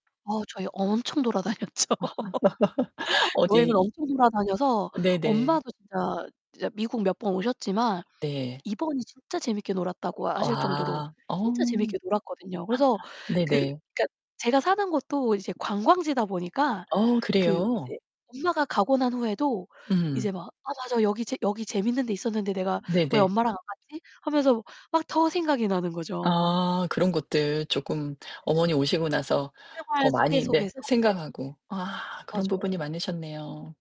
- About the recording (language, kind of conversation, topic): Korean, advice, 이사한 뒤 향수병과 지속적인 외로움을 어떻게 극복할 수 있을까요?
- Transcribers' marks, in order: other background noise; distorted speech; laughing while speaking: "돌아다녔죠"; laugh; tapping; gasp